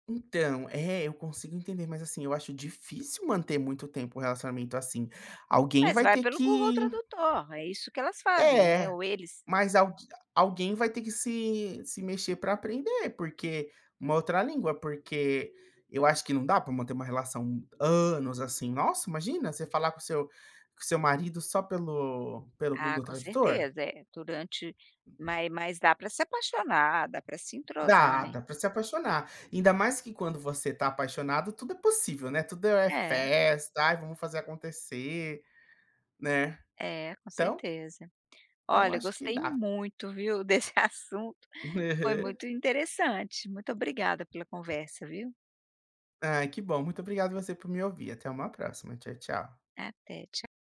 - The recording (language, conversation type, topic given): Portuguese, podcast, Como foi conversar com alguém sem falar a mesma língua?
- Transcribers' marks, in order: tapping; other background noise; stressed: "anos"; laughing while speaking: "desse assunto"; laughing while speaking: "Aham"